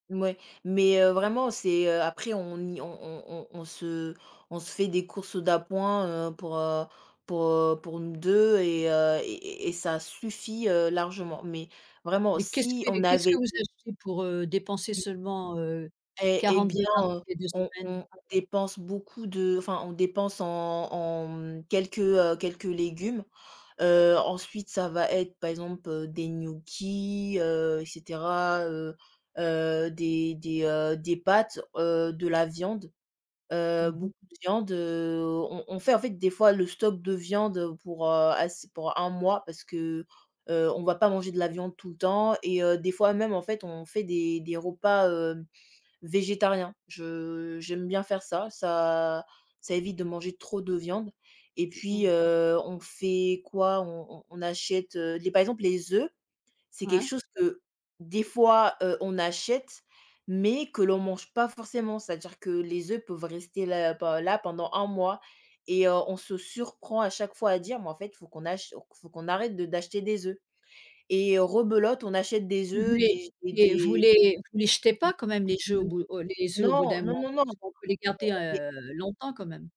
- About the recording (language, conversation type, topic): French, unstructured, Est-ce que les prix élevés des produits frais te frustrent parfois ?
- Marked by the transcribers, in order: unintelligible speech; unintelligible speech